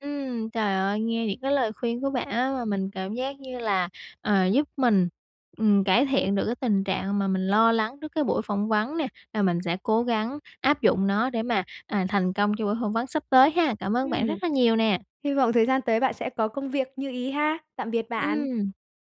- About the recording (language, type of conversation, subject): Vietnamese, advice, Làm thế nào để giảm lo lắng trước cuộc phỏng vấn hoặc một sự kiện quan trọng?
- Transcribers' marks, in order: tapping